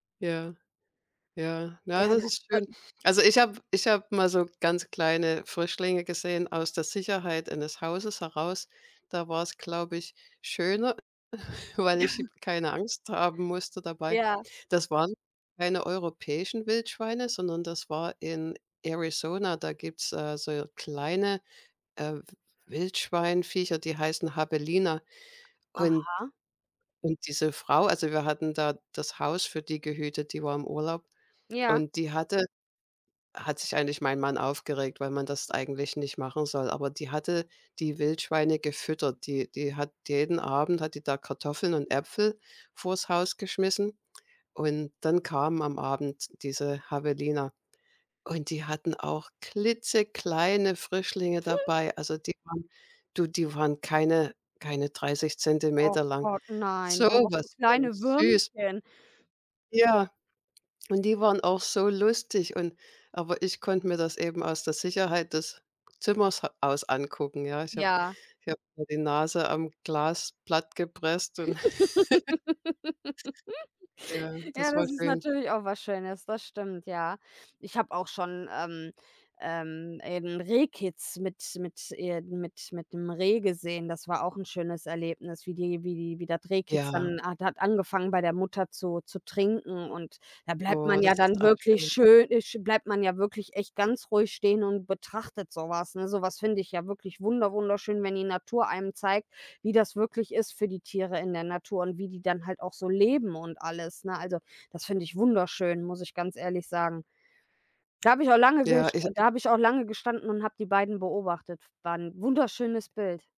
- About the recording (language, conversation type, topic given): German, unstructured, Gibt es ein Naturerlebnis, das dich besonders glücklich gemacht hat?
- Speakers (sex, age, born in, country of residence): female, 30-34, Germany, Germany; female, 55-59, Germany, United States
- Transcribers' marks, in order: other background noise; chuckle; giggle; laugh; chuckle